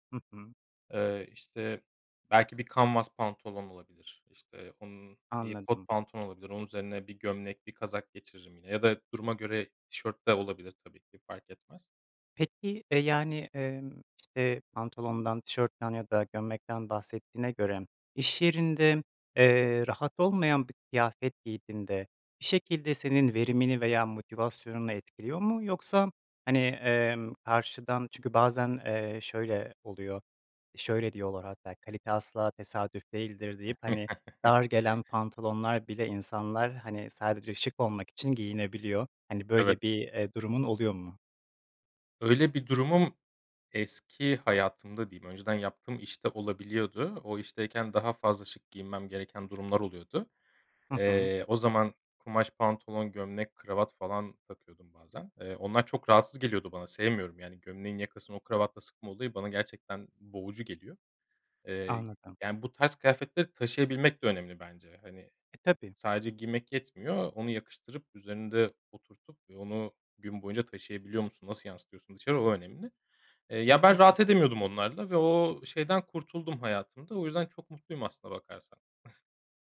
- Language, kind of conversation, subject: Turkish, podcast, Giyinirken rahatlığı mı yoksa şıklığı mı önceliklendirirsin?
- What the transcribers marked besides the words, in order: in English: "canvas"; chuckle; unintelligible speech; scoff